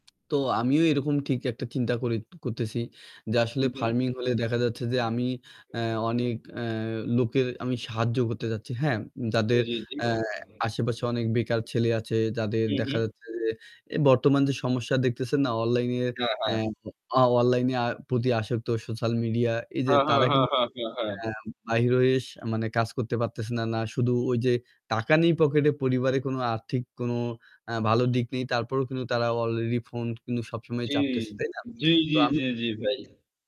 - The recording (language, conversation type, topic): Bengali, unstructured, আপনার ভবিষ্যতের সবচেয়ে বড় স্বপ্ন কী?
- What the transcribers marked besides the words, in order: static; tongue click; other noise; "অনেক" said as "অনিক"; other background noise